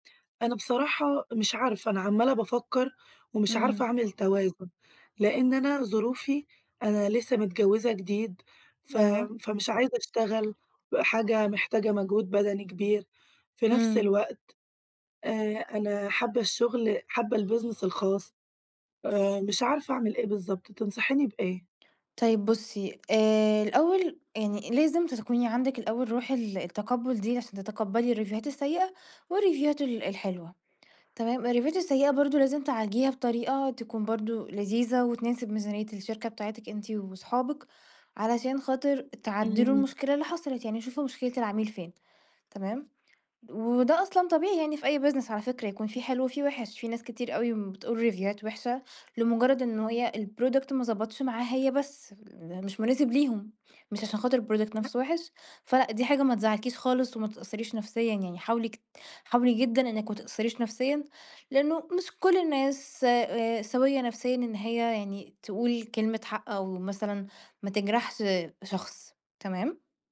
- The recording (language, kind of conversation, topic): Arabic, advice, إزاي توازن وتفاوض بين أكتر من عرض شغل منافس؟
- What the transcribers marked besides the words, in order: other background noise; tapping; in English: "الbusiness"; in English: "الريفيوهات"; in English: "والريفيوهات"; in English: "الريفيوهات"; in English: "business"; in English: "ريفيوهات"; in English: "الproduct"; in English: "الproduct"